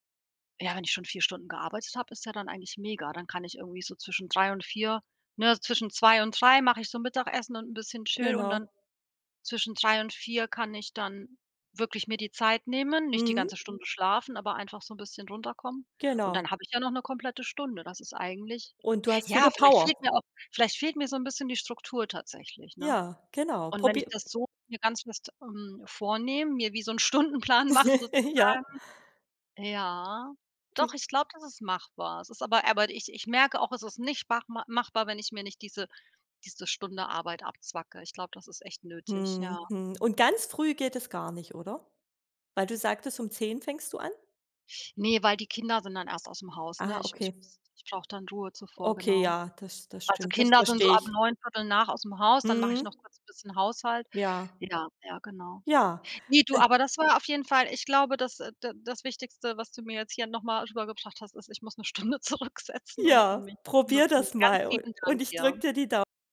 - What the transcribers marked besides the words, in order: other background noise; chuckle; laughing while speaking: "'n Stundenplan mach sozusagen"; unintelligible speech; other noise; laughing while speaking: "Stunde zurücksetzen"
- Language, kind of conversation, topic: German, advice, Wie kann ich Nickerchen effektiv nutzen, um meinen Energieeinbruch am Nachmittag zu überwinden?